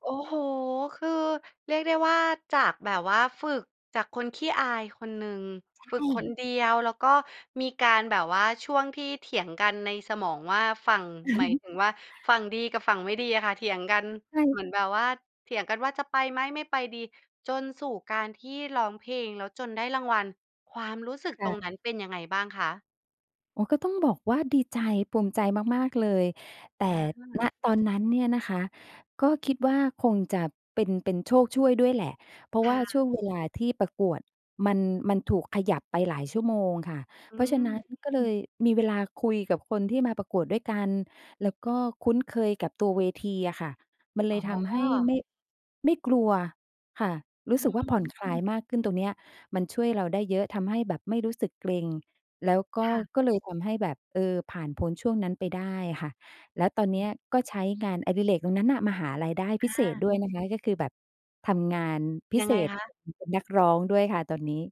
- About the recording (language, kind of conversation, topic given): Thai, podcast, งานอดิเรกที่คุณหลงใหลมากที่สุดคืออะไร และเล่าให้ฟังหน่อยได้ไหม?
- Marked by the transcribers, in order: other background noise; chuckle; tapping